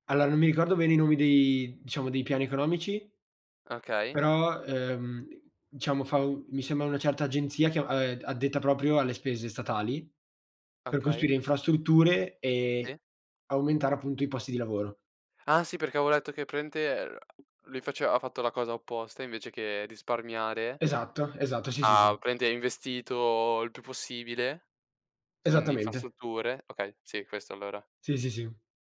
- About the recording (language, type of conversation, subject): Italian, unstructured, Qual è un evento storico che ti ha sempre incuriosito?
- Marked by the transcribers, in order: "praticamente" said as "praimente"; tapping; "praticamente" said as "pramente"